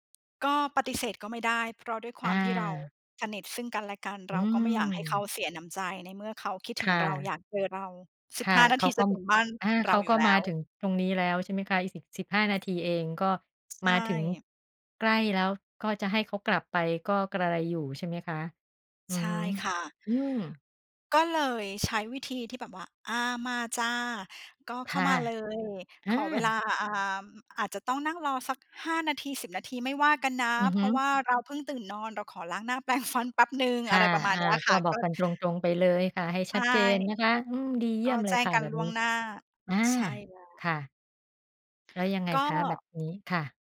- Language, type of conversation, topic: Thai, podcast, เมื่อมีแขกมาบ้าน คุณเตรียมตัวอย่างไรบ้าง?
- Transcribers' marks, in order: other background noise; laughing while speaking: "แปรงฟัน"